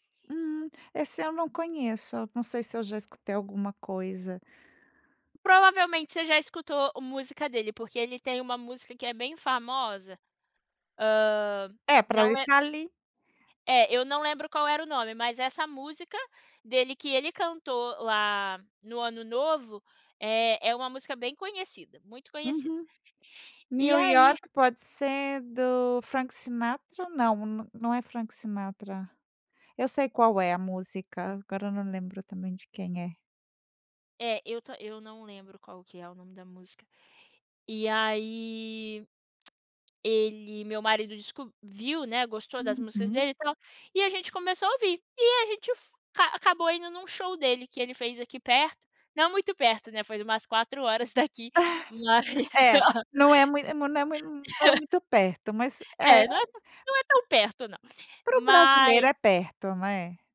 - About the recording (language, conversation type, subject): Portuguese, podcast, Tem algum artista que você descobriu por acaso e virou fã?
- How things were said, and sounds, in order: tapping; tongue click; chuckle; laughing while speaking: "mas"; other background noise; chuckle; other noise